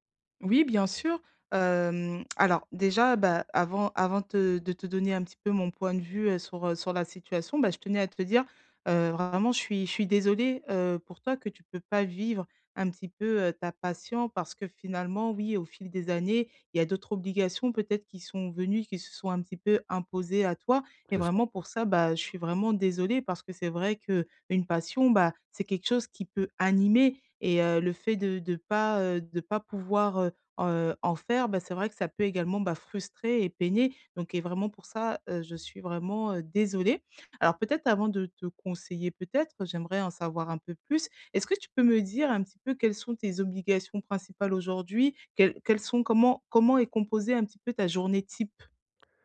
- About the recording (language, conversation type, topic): French, advice, Comment puis-je trouver du temps pour une nouvelle passion ?
- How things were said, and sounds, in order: none